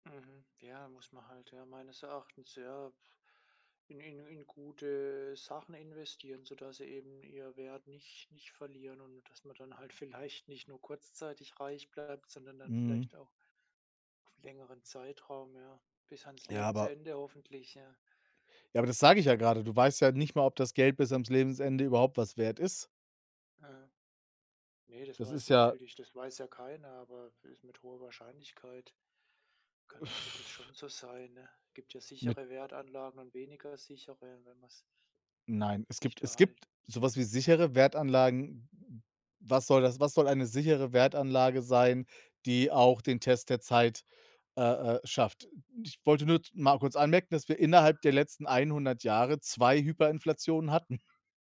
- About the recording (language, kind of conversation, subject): German, unstructured, Was würdest du machen, wenn du plötzlich reich wärst?
- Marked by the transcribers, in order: other background noise; laughing while speaking: "vielleicht"; tapping; other noise